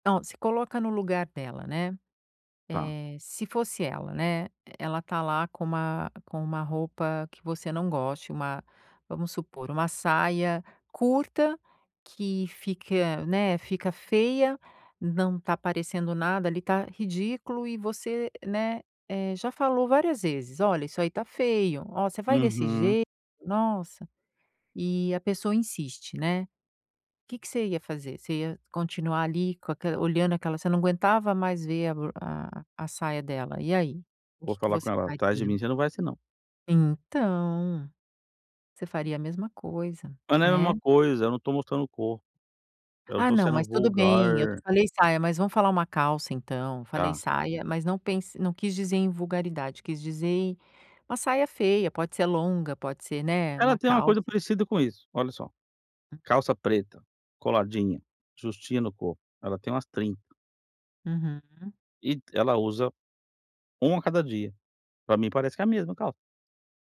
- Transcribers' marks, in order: tapping
- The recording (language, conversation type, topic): Portuguese, advice, Como posso desapegar de objetos que têm valor sentimental?